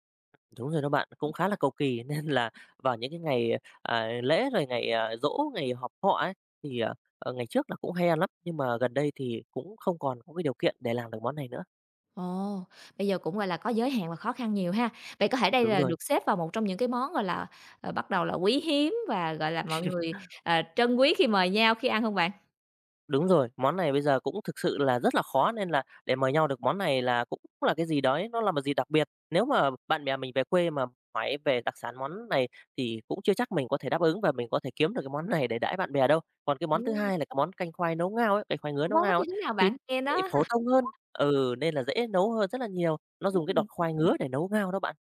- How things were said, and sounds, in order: tapping; other background noise; laugh; unintelligible speech; unintelligible speech
- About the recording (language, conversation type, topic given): Vietnamese, podcast, Bạn có thể kể về món ăn tuổi thơ khiến bạn nhớ mãi không quên không?